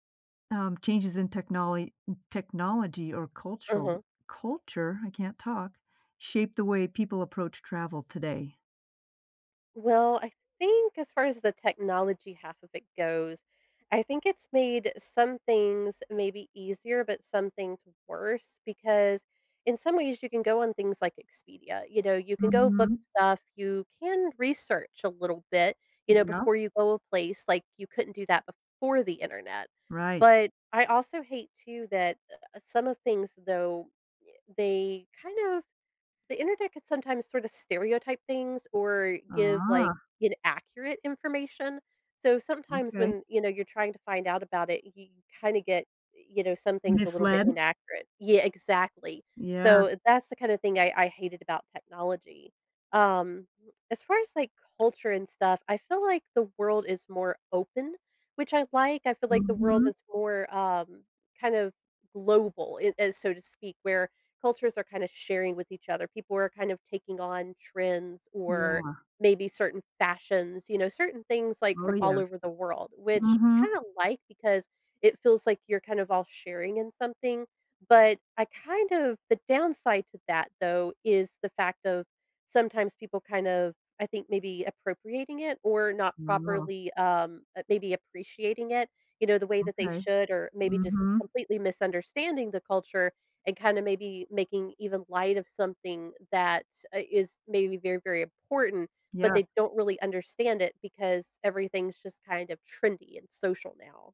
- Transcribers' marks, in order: other background noise; tapping
- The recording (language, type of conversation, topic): English, podcast, How does exploring new places impact the way we see ourselves and the world?